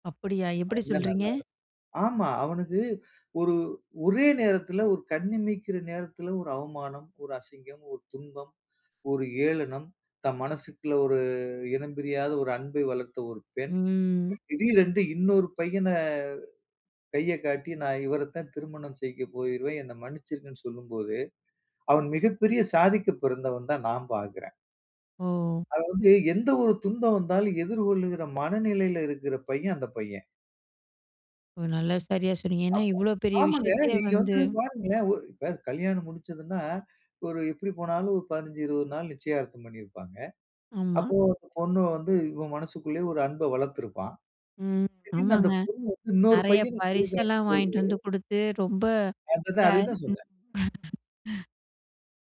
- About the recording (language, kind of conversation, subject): Tamil, podcast, நீங்கள் ஒரு நிகழ்ச்சிக்குப் போகாமல் விட்டபோது, அதனால் உங்களுக்கு ஏதாவது நல்லது நடந்ததா?
- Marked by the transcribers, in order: drawn out: "ம்"; unintelligible speech